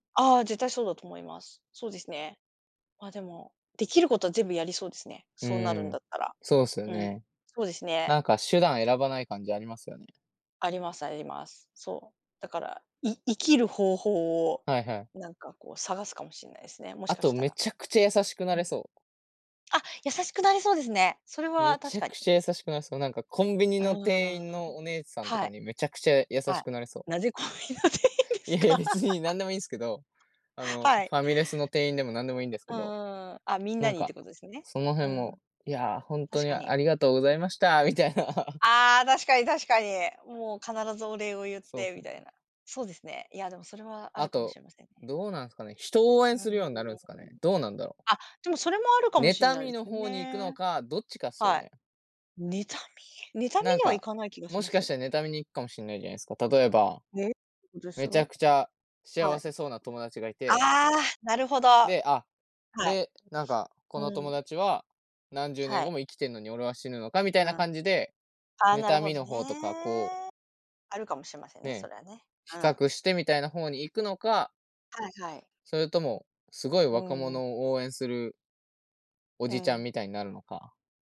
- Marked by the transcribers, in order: other background noise; tapping; laughing while speaking: "コンビニの店員ですか？"; laugh; laugh; unintelligible speech
- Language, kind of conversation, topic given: Japanese, unstructured, 将来の自分に会えたら、何を聞きたいですか？